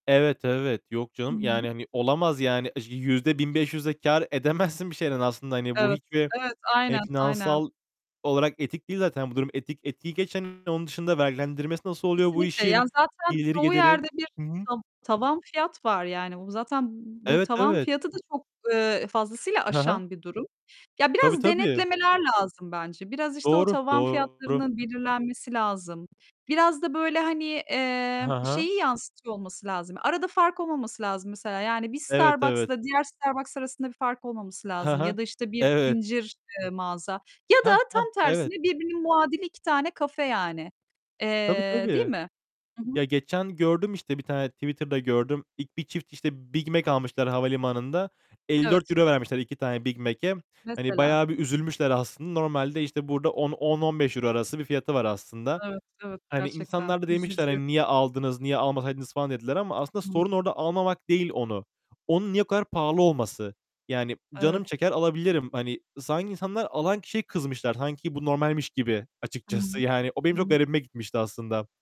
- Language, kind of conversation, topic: Turkish, unstructured, Turistik bölgelerde fiyatların çok yüksek olması hakkında ne düşünüyorsun?
- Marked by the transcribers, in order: tapping; distorted speech; other background noise; static